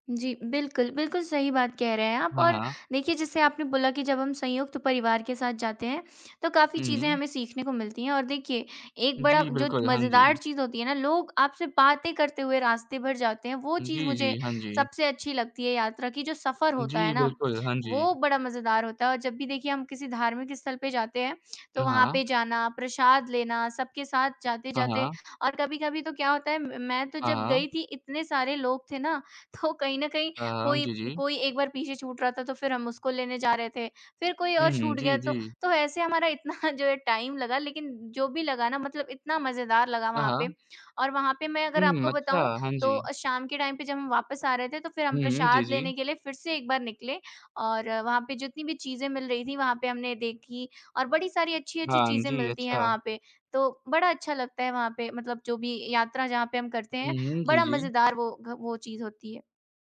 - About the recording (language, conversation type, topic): Hindi, unstructured, यात्रा के दौरान आपके साथ सबसे मज़ेदार घटना कौन-सी हुई?
- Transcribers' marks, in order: laughing while speaking: "इतना"; other background noise; in English: "टाइम"; in English: "टाइम"